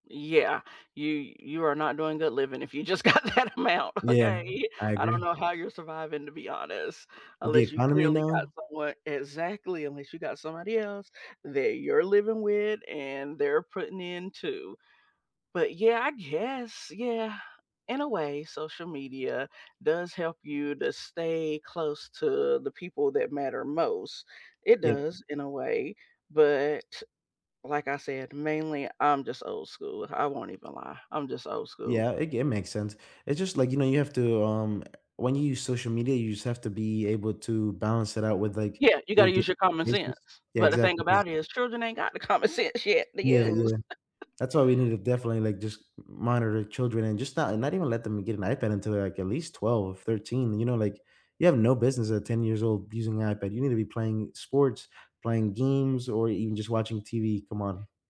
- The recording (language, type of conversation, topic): English, unstructured, How do you stay connected with the people who matter most and keep those bonds strong?
- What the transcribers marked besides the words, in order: laughing while speaking: "got that amount, okay?"; other background noise; tapping; laughing while speaking: "the common sense"; chuckle